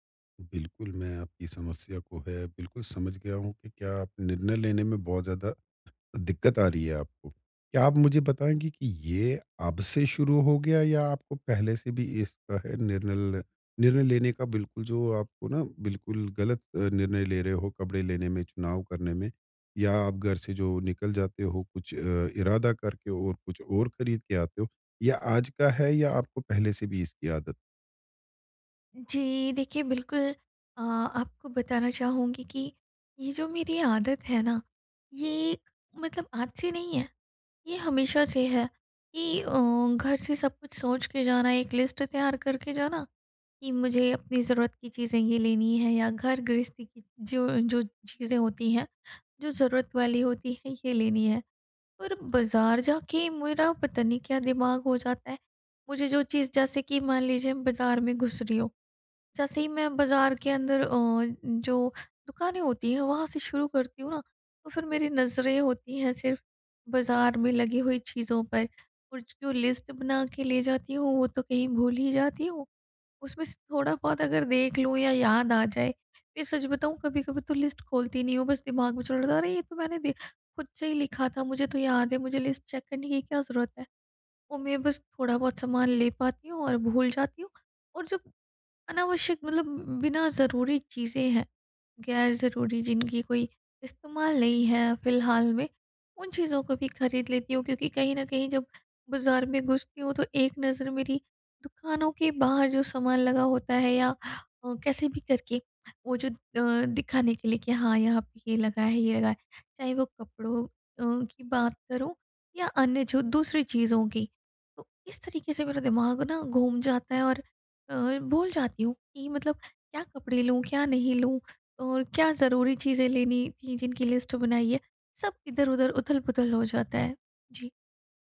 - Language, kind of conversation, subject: Hindi, advice, शॉपिंग करते समय सही निर्णय कैसे लूँ?
- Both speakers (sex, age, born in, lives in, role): female, 35-39, India, India, user; male, 50-54, India, India, advisor
- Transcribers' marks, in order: in English: "लिस्ट"; tapping; in English: "लिस्ट"; in English: "लिस्ट"; in English: "लिस्ट चेक"; in English: "लिस्ट"